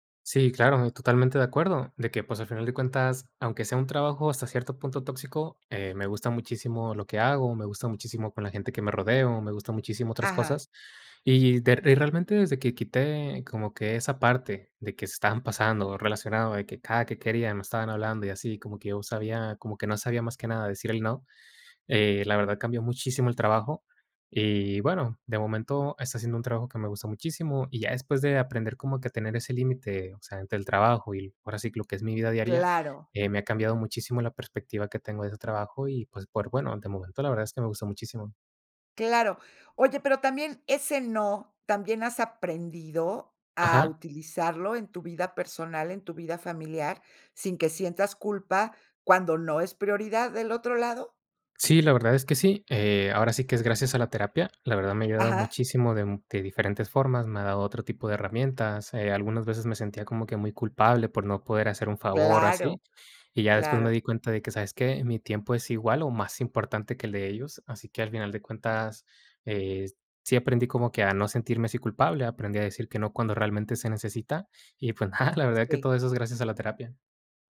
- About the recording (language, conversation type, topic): Spanish, podcast, ¿Cómo estableces límites entre el trabajo y tu vida personal cuando siempre tienes el celular a la mano?
- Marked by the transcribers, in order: chuckle